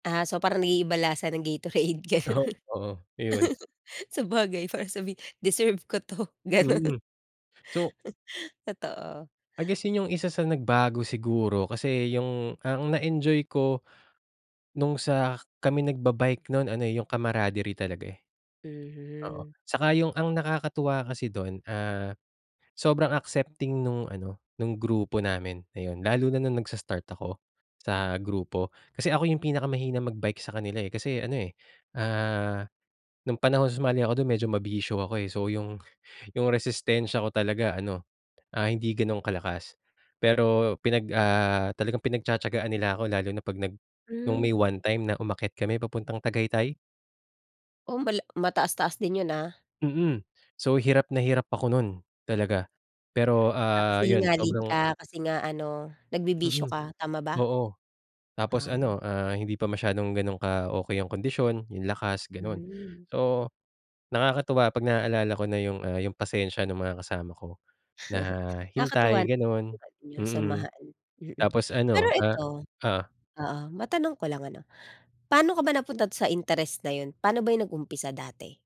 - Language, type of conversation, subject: Filipino, podcast, Ano ang pakiramdam kapag nagbabalik ka sa dati mong hilig?
- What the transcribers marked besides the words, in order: laughing while speaking: "gatorade, gano'n"; chuckle; laughing while speaking: "para sabihin, deserve ko 'to, gano'n"; chuckle; tapping; chuckle; other background noise